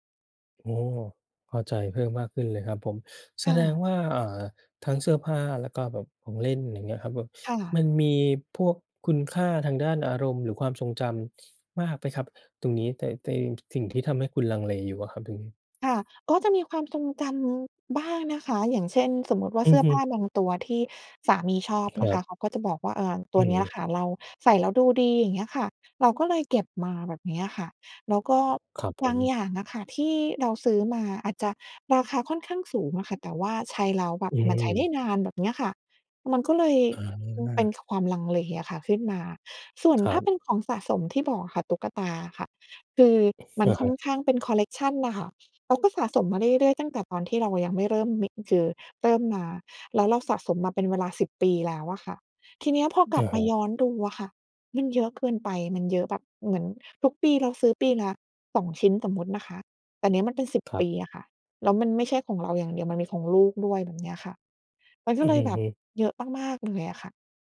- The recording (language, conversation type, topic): Thai, advice, อยากจัดบ้านให้ของน้อยลงแต่กลัวเสียดายเวลาต้องทิ้งของ ควรทำอย่างไร?
- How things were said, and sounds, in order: other background noise; tapping; other noise